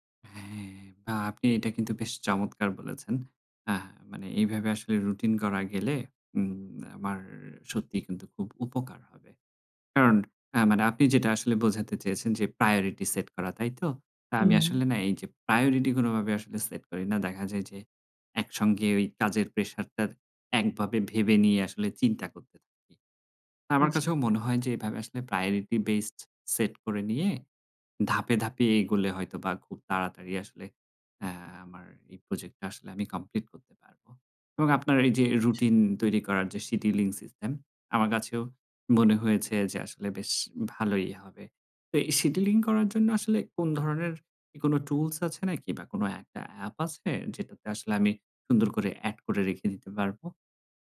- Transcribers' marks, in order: tapping; in English: "প্রায়োরিটি সেট"; in English: "প্রায়োরিটি বেসড সেট"; in English: "সিডিউলিং সিস্টেম"; in English: "সিডিউলিং"
- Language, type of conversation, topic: Bengali, advice, দীর্ঘমেয়াদি প্রকল্পে মনোযোগ ধরে রাখা ক্লান্তিকর লাগছে